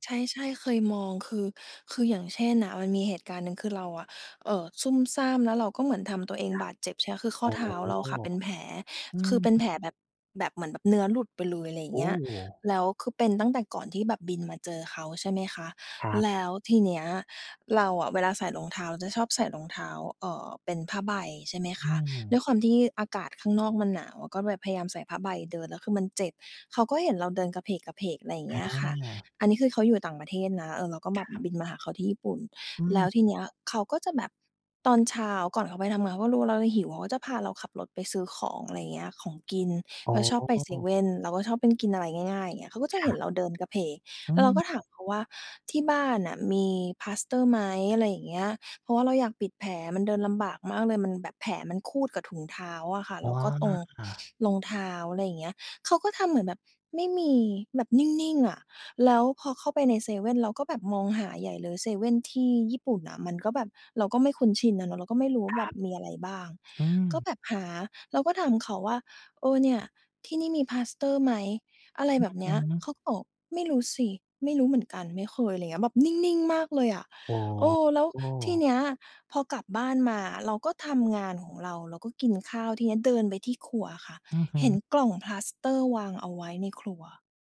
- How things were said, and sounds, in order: none
- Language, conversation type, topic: Thai, advice, ฉันควรสื่อสารกับแฟนอย่างไรเมื่อมีความขัดแย้งเพื่อแก้ไขอย่างสร้างสรรค์?